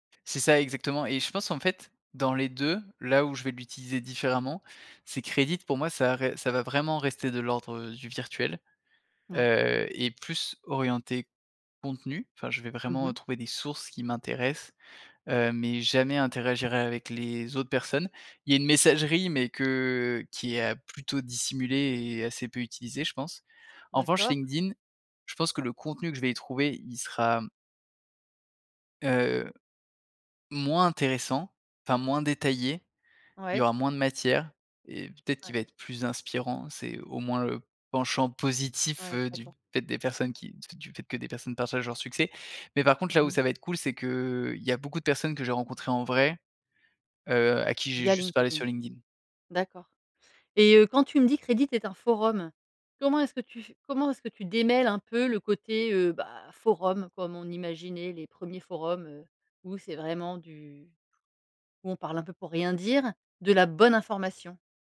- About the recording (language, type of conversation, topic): French, podcast, Comment trouver des communautés quand on apprend en solo ?
- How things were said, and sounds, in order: other background noise